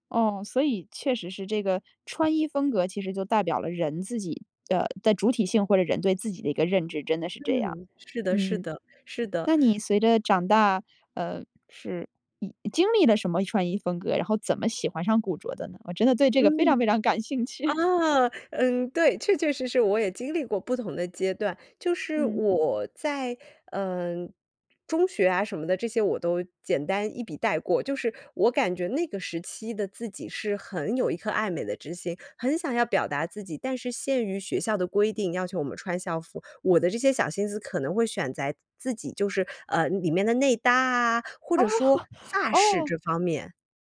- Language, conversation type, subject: Chinese, podcast, 你觉得你的穿衣风格在传达什么信息？
- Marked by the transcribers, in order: other background noise; laughing while speaking: "感兴趣"; laughing while speaking: "哦"